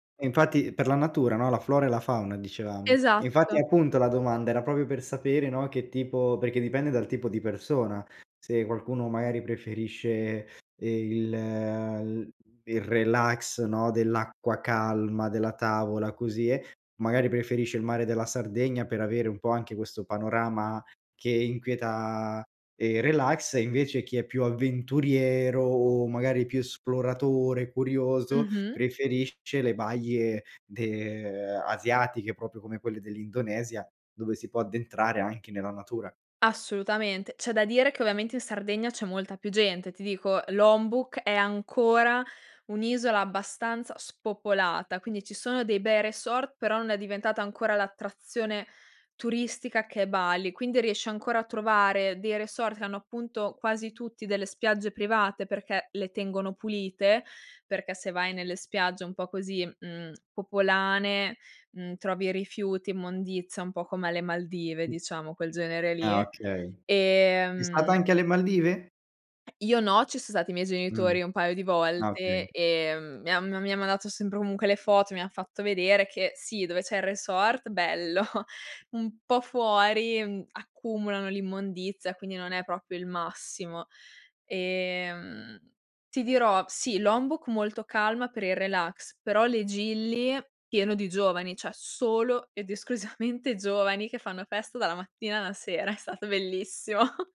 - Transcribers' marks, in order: "proprio" said as "propio"; other background noise; laughing while speaking: "bello"; "proprio" said as "propio"; "Gili" said as "Gilli"; "cioè" said as "ceh"; laugh
- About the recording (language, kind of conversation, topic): Italian, podcast, Raccontami di un viaggio nato da un’improvvisazione